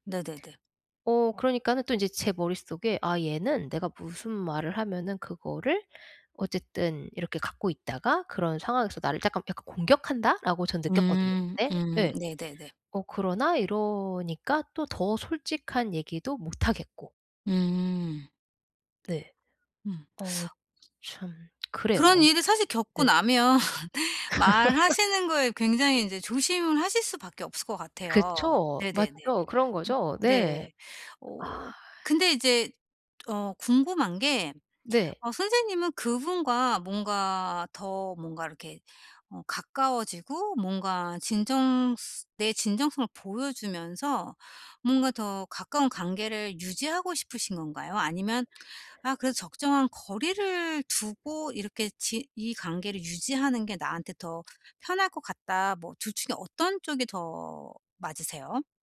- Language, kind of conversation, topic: Korean, advice, 진정성을 잃지 않으면서 나를 잘 표현하려면 어떻게 해야 할까요?
- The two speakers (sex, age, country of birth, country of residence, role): female, 40-44, United States, United States, user; female, 45-49, South Korea, Portugal, advisor
- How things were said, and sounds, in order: laugh; other background noise; laugh; sigh